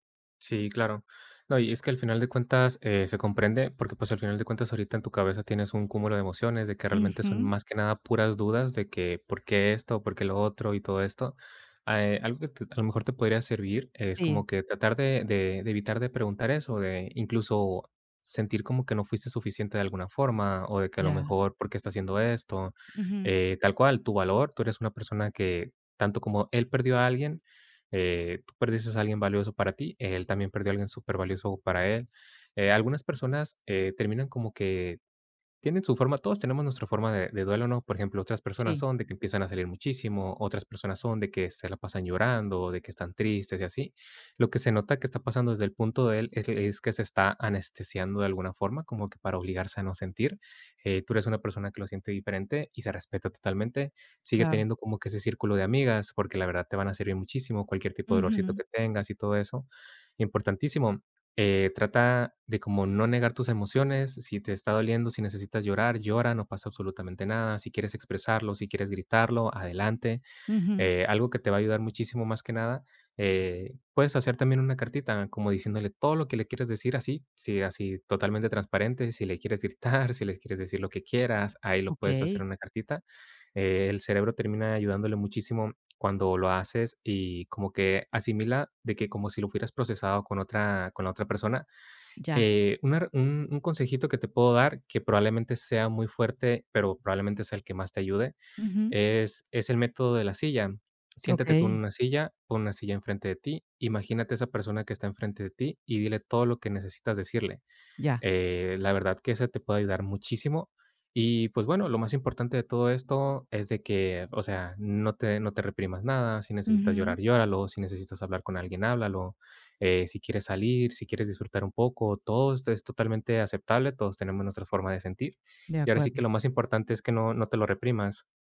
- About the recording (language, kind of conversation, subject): Spanish, advice, ¿Cómo puedo recuperar la confianza en mí después de una ruptura sentimental?
- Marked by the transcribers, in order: none